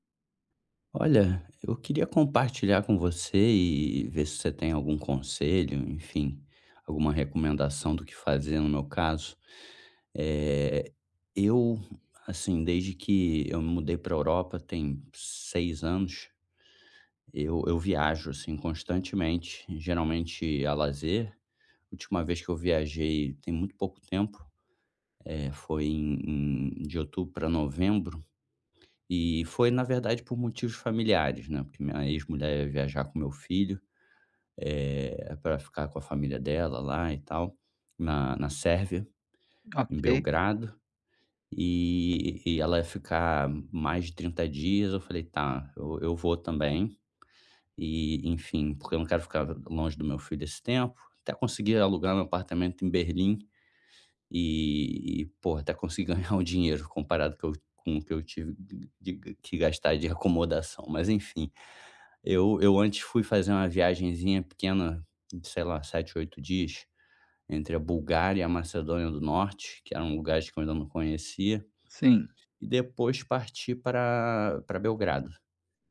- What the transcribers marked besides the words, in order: tapping
- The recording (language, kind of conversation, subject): Portuguese, advice, Como posso manter hábitos saudáveis durante viagens?